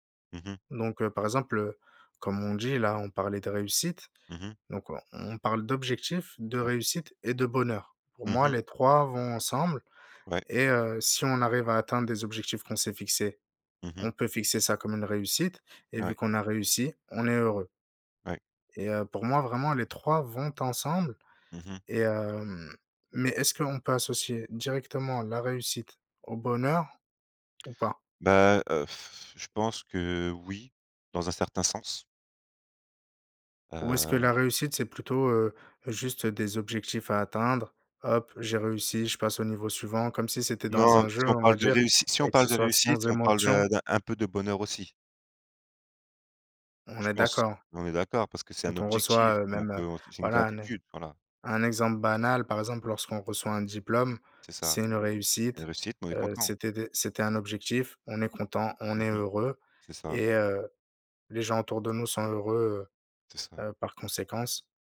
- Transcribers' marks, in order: blowing
- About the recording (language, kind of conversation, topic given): French, unstructured, Qu’est-ce que réussir signifie pour toi ?